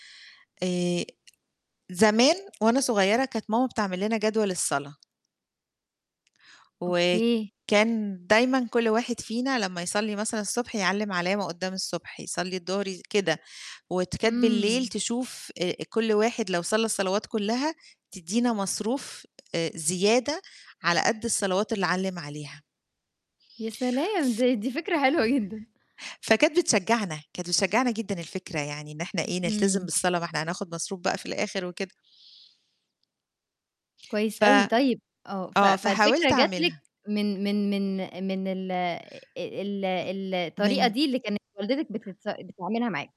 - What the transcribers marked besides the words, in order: tapping; unintelligible speech
- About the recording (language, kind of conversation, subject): Arabic, podcast, إيه طقوسك الصبح مع ولادك لو عندك ولاد؟